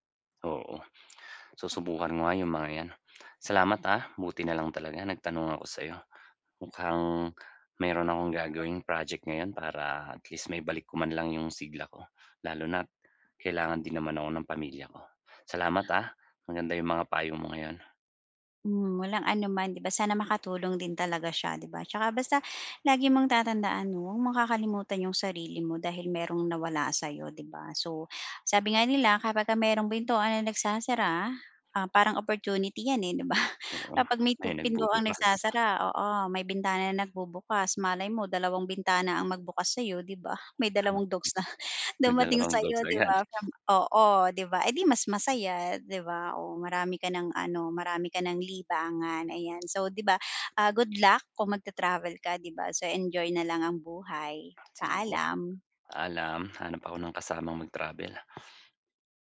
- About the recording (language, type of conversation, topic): Filipino, advice, Paano ako haharap sa biglaang pakiramdam ng pangungulila?
- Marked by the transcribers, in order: tapping; other background noise; unintelligible speech